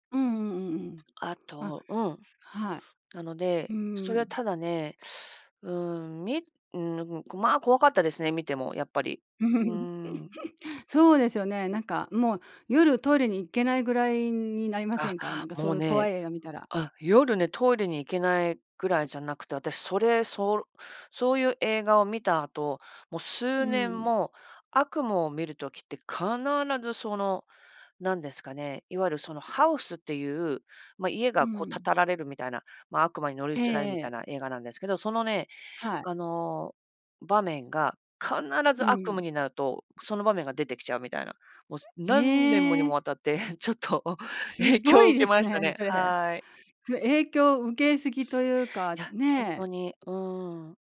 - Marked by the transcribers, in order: chuckle; tapping; laughing while speaking: "ちょっと影響を受けましたね"
- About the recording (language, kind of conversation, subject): Japanese, podcast, 子どもの頃に影響を受けた映画はありますか？